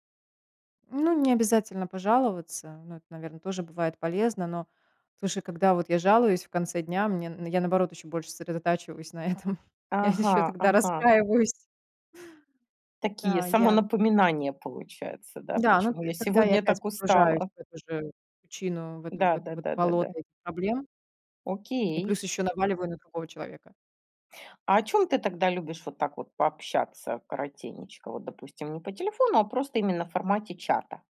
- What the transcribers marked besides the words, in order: laughing while speaking: "на этом, я ещё тогда расстраиваюсь"
- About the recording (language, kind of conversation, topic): Russian, podcast, Что помогает тебе расслабиться после тяжёлого дня?